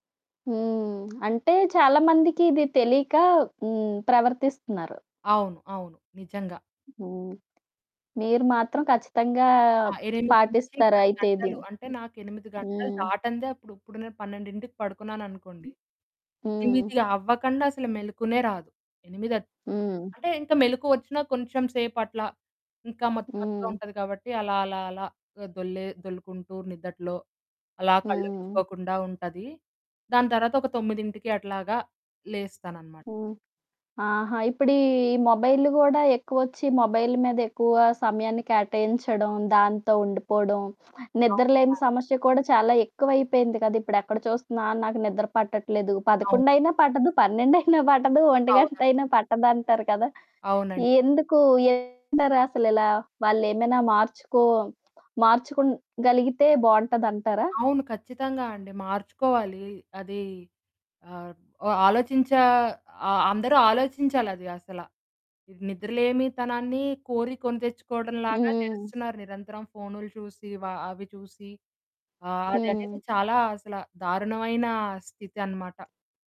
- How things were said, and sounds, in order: other background noise; static; distorted speech; other noise; in English: "మొబైల్"
- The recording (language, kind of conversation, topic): Telugu, podcast, పని మరియు వ్యక్తిగత జీవితం మధ్య సమతుల్యాన్ని మీరు ఎలా నిలుపుకుంటారు?